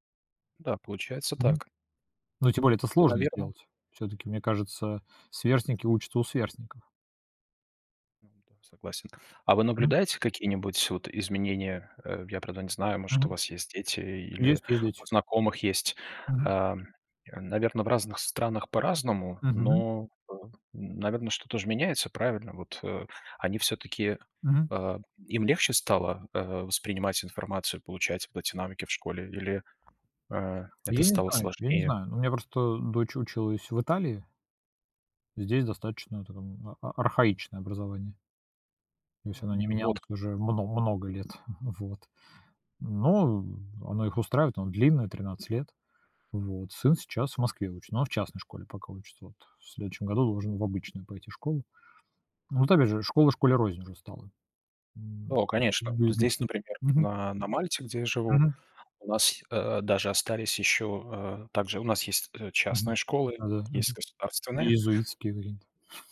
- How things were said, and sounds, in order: tapping; chuckle; unintelligible speech; chuckle
- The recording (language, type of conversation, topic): Russian, unstructured, Что важнее в школе: знания или навыки?